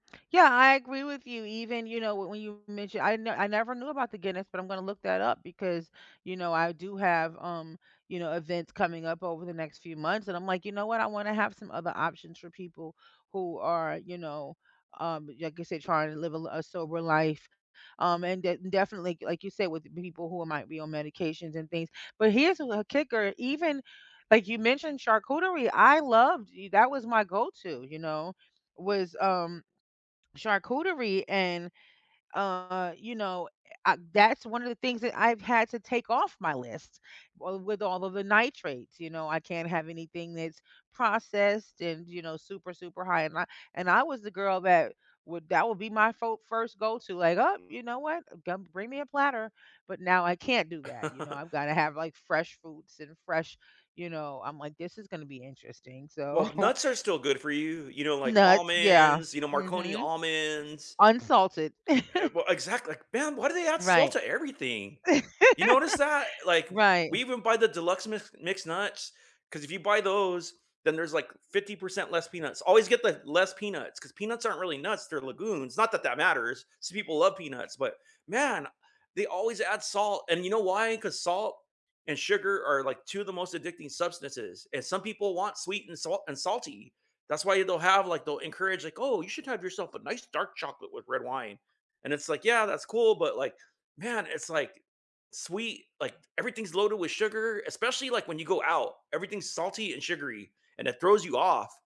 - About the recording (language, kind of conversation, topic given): English, unstructured, Which home-cooked meal feels most like home to you, and what memories and people make it comforting?
- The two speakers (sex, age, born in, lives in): female, 50-54, United States, United States; male, 50-54, United States, United States
- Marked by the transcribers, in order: chuckle; laughing while speaking: "So"; "Marcona" said as "Marconi"; chuckle; chuckle